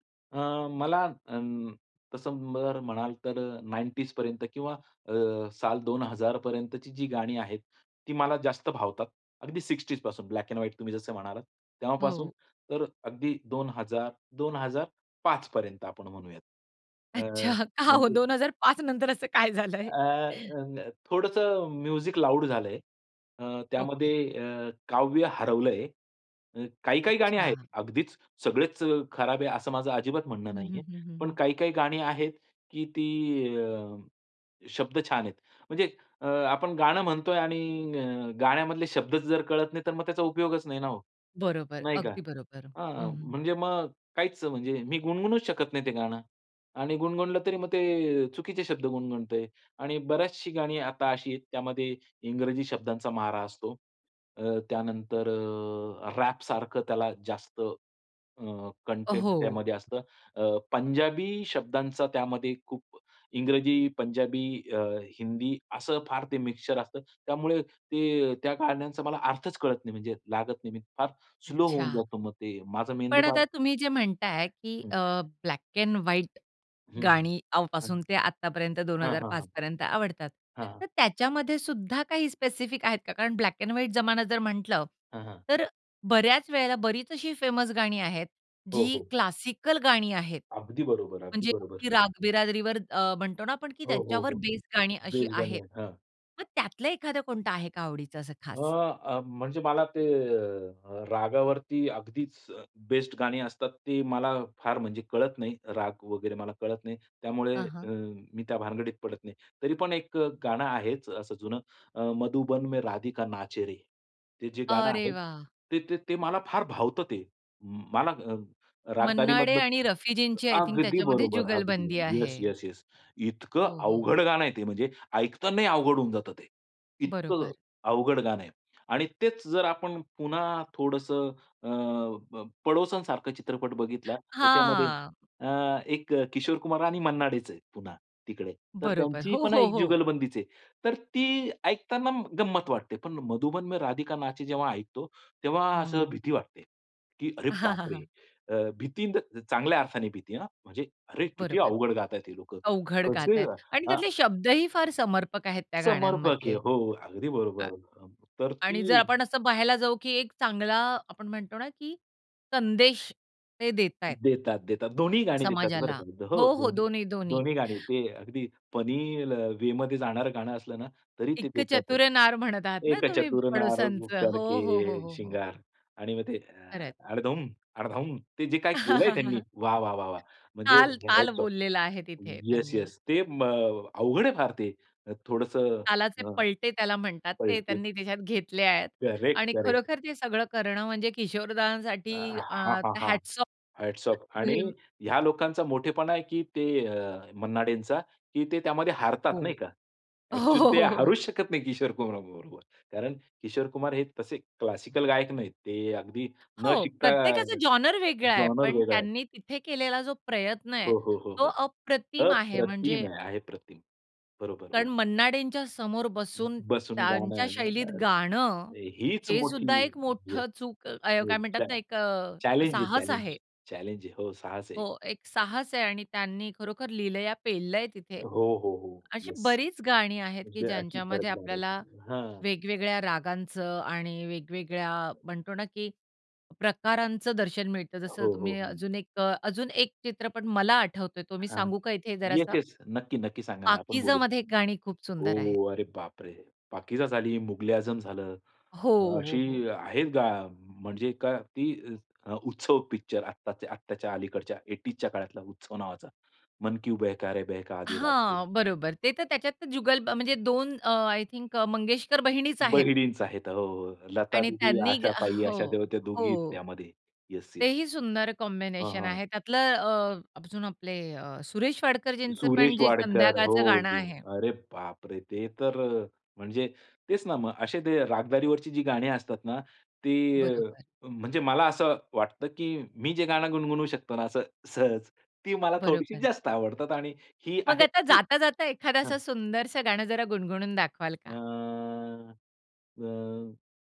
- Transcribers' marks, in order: in English: "ब्लॅक अँड व्हाईट"; laughing while speaking: "अच्छा, का हो, दोन हजार पाच नंतर असं काय झालं आहे?"; in English: "म्युझिक"; in English: "रॅपसारखं"; other background noise; in English: "मिक्सचर"; in English: "ब्लॅक अँड व्हाईट"; in English: "ब्लॅक अँड व्हाईट"; in English: "फेमस"; in English: "क्लासिकल"; in English: "बेस"; in English: "आय थिंक"; chuckle; in English: "इन द"; tapping; in English: "फनी"; in English: "वेमधे"; laugh; in English: "हॅट्स ऑफ"; in English: "करेक्ट, करेक्ट"; in English: "हॅट्स ऑफ"; in English: "हॅट्स ऑफ टू हिम"; laugh; in English: "क्लासिकल"; in English: "जॉनर"; in English: "जॉनर"; in English: "चॅ चॅलेंज"; in English: "चॅलेंज. चॅलेंज"; in Hindi: "मन क्यू बेहका रे बेहका, आधी रात को"; in English: "आय थिंक"; in English: "कॉम्बिनेशन"
- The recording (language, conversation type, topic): Marathi, podcast, चित्रपटातील गाणी तुम्हाला का आवडतात?